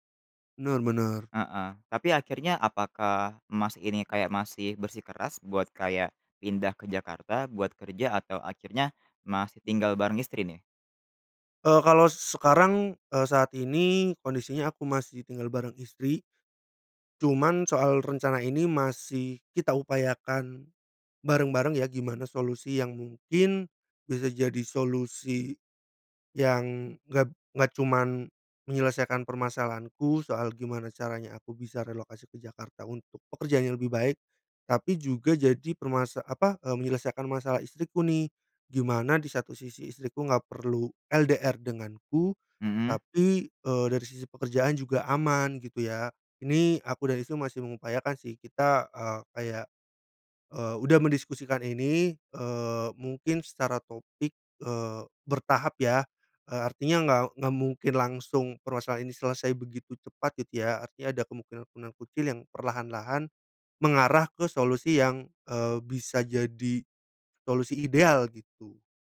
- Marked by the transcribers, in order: other weather sound
- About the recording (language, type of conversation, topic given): Indonesian, podcast, Bagaimana cara menimbang pilihan antara karier dan keluarga?